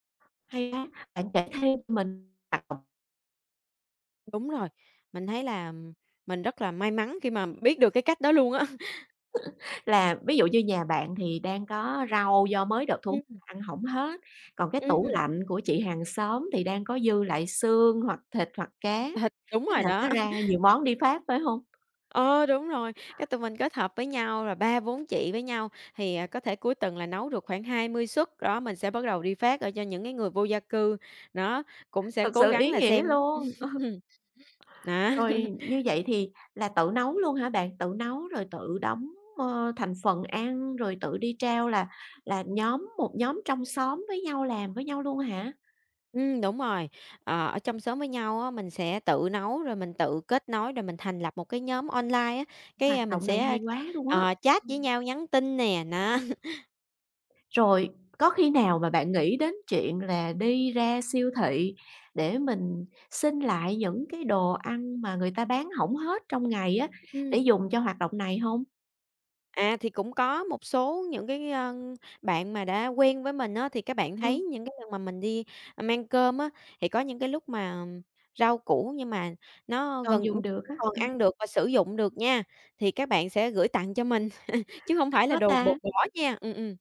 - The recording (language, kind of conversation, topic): Vietnamese, podcast, Bạn làm thế nào để giảm lãng phí thực phẩm?
- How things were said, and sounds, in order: other background noise; unintelligible speech; laughing while speaking: "á"; tapping; laugh; chuckle; chuckle; laugh; chuckle; chuckle